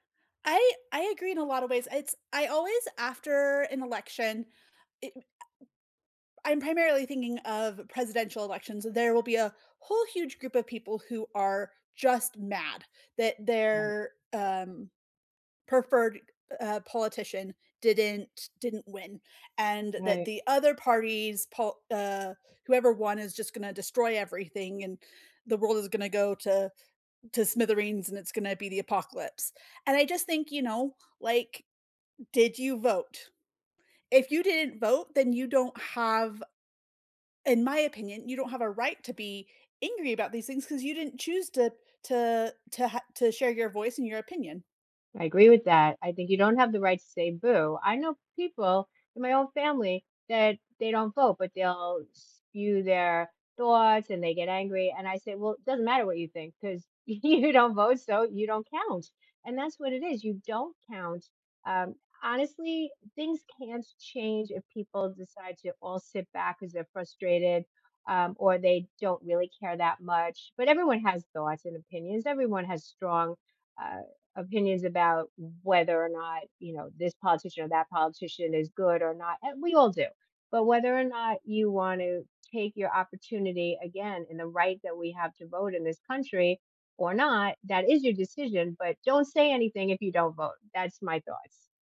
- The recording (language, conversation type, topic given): English, unstructured, How important is voting in your opinion?
- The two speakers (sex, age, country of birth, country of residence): female, 35-39, United States, United States; female, 65-69, United States, United States
- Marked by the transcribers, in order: other background noise; laughing while speaking: "you don't vote"